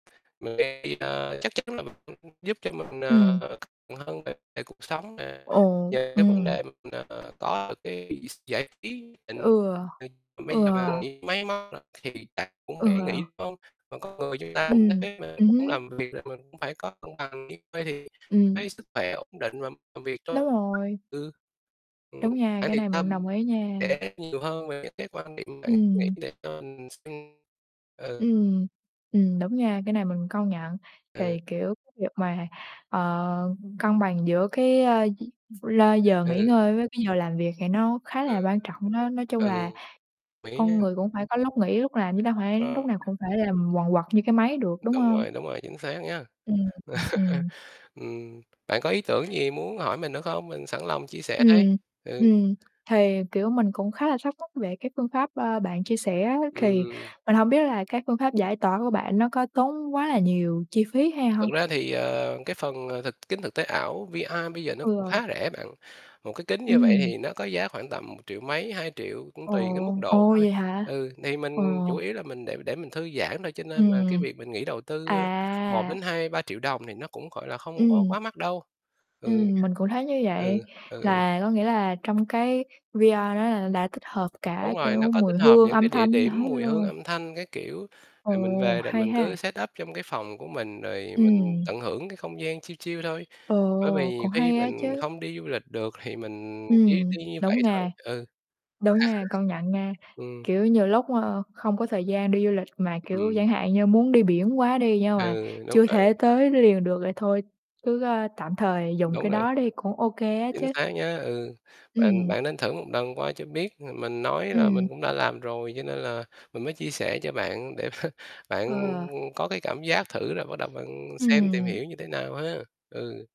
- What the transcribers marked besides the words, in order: unintelligible speech; distorted speech; unintelligible speech; unintelligible speech; unintelligible speech; tapping; unintelligible speech; unintelligible speech; other background noise; unintelligible speech; unintelligible speech; other noise; laugh; in English: "V-R"; in English: "V-R"; in English: "setup"; in English: "chill chill"; laugh; "lần" said as "nần"; chuckle
- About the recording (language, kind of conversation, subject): Vietnamese, unstructured, Bạn thường làm gì để giải tỏa căng thẳng sau giờ làm?
- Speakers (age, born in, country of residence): 20-24, Vietnam, Vietnam; 60-64, Vietnam, Vietnam